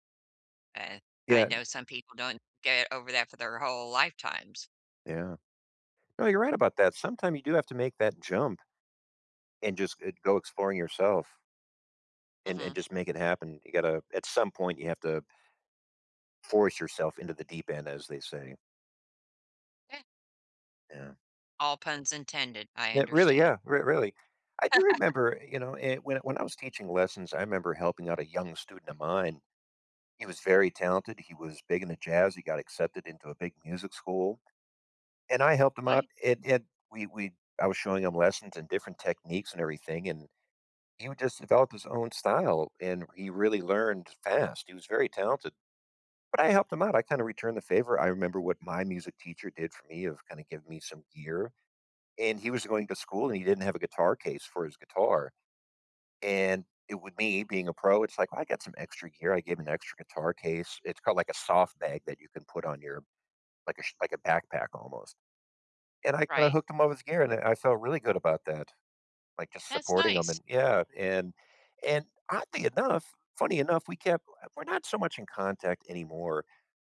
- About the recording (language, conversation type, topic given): English, unstructured, When should I teach a friend a hobby versus letting them explore?
- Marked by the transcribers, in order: tapping; laugh; other background noise